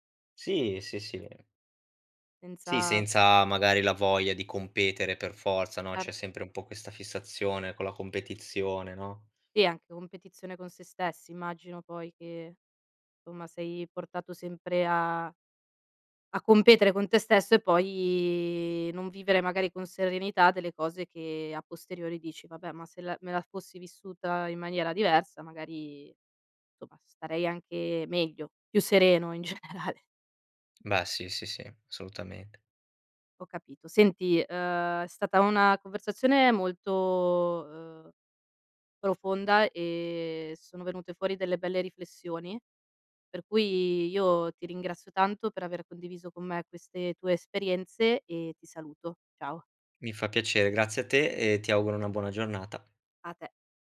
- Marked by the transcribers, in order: laughing while speaking: "in generale"
- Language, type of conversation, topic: Italian, podcast, Come bilanci divertimento e disciplina nelle tue attività artistiche?